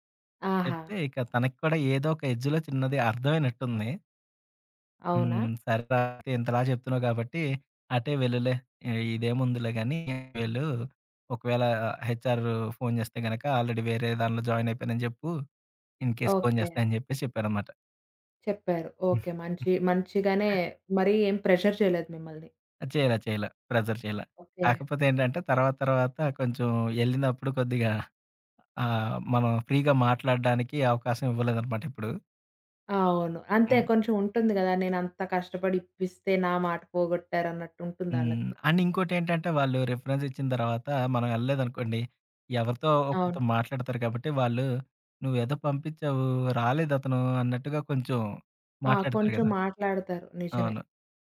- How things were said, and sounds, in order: tapping; in English: "ఎడ్జ్‌లో"; unintelligible speech; in English: "హెచ్ఆర్"; in English: "ఆల్రెడీ"; in English: "జాయిన్"; in English: "ఇన్‌కెస్"; giggle; in English: "ప్రెజర్"; in English: "ప్రెజర్"; other background noise; in English: "ఫ్రీ‌గా"; in English: "అండ్"; in English: "రెఫరెన్స్"
- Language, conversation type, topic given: Telugu, podcast, రెండు ఆఫర్లలో ఒకదాన్నే ఎంపిక చేయాల్సి వస్తే ఎలా నిర్ణయం తీసుకుంటారు?